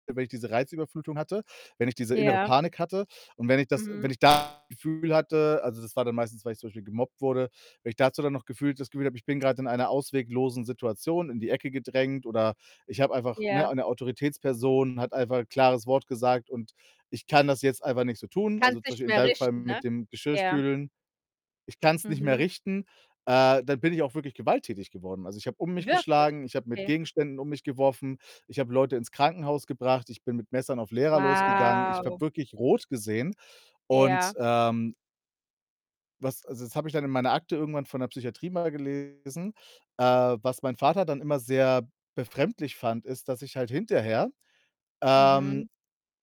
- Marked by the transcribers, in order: distorted speech; unintelligible speech; other background noise; surprised: "Wirklich?"; drawn out: "Wow"
- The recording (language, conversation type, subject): German, unstructured, Hast du Angst, abgelehnt zu werden, wenn du ehrlich bist?